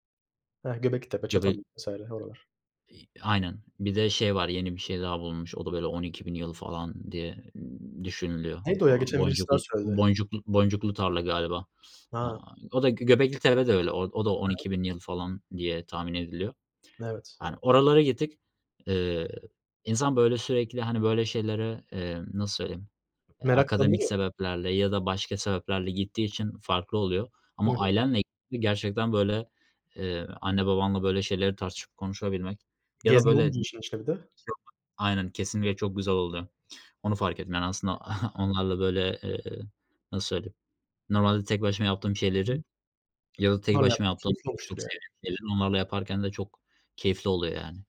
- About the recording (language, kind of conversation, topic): Turkish, unstructured, En unutulmaz aile tatiliniz hangisiydi?
- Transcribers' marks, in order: other background noise; unintelligible speech; tapping; chuckle